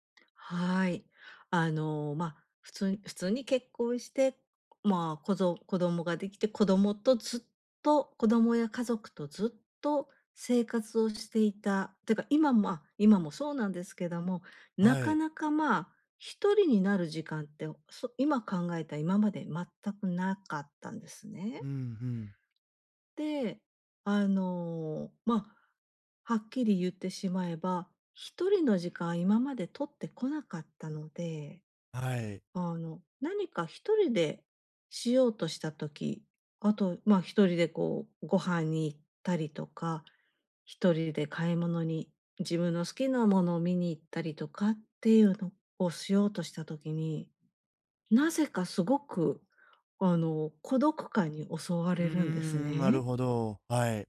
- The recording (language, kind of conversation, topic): Japanese, advice, 別れた後の孤独感をどうやって乗り越えればいいですか？
- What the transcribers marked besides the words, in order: none